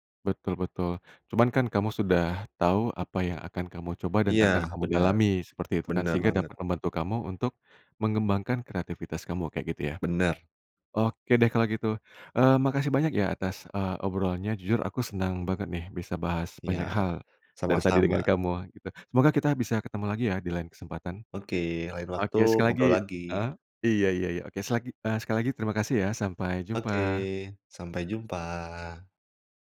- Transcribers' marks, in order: none
- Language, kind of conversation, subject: Indonesian, podcast, Apa kebiasaan sehari-hari yang membantu kreativitas Anda?